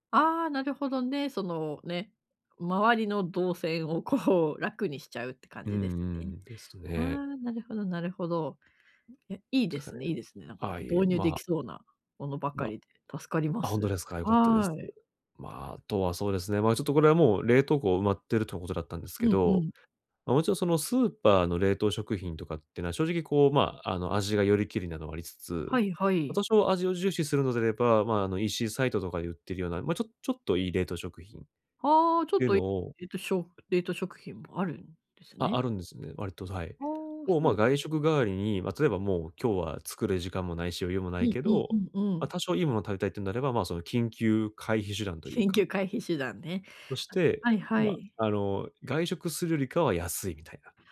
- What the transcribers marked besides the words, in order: other background noise
- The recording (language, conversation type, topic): Japanese, advice, 毎日の献立を素早く決めるにはどうすればいいですか？